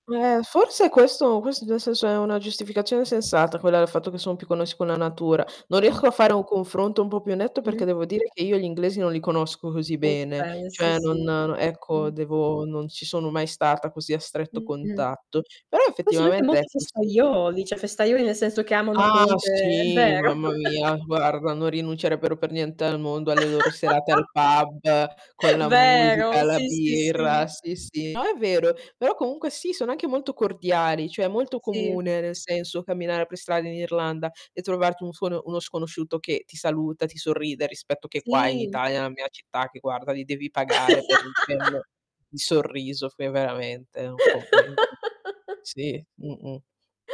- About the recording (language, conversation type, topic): Italian, unstructured, Come possiamo trovare momenti di felicità nelle attività di tutti i giorni?
- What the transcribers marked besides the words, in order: tapping; static; distorted speech; "riesco" said as "riehco"; "festaioli" said as "fesfaioli"; "cioè" said as "ceh"; chuckle; laugh; laugh; laugh; unintelligible speech